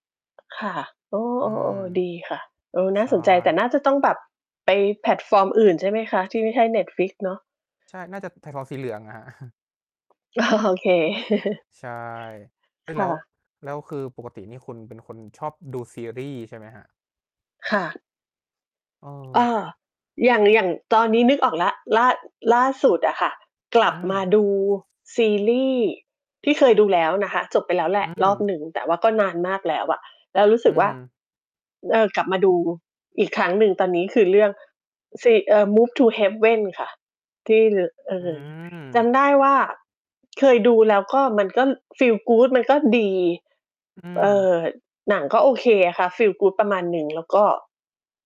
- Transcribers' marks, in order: tapping; distorted speech; other background noise; laughing while speaking: "ครับ"; chuckle; laughing while speaking: "โอเค"; chuckle; in English: "Feel good"
- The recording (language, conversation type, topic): Thai, unstructured, กิจกรรมใดที่คุณคิดว่าช่วยลดความเครียดได้ดีที่สุด?